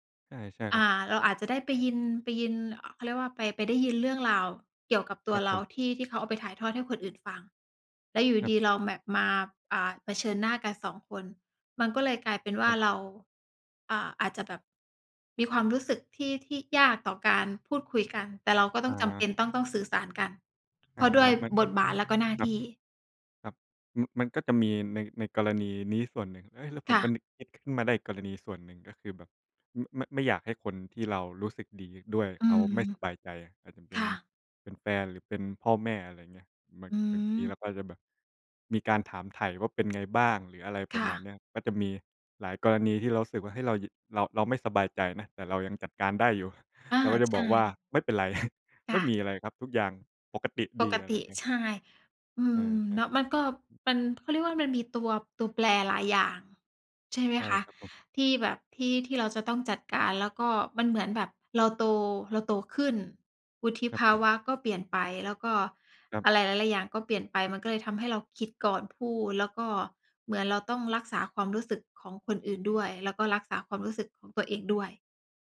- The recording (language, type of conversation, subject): Thai, unstructured, เมื่อไหร่ที่คุณคิดว่าความซื่อสัตย์เป็นเรื่องยากที่สุด?
- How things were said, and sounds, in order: "แบบ" said as "แมบ"; other background noise; tapping; chuckle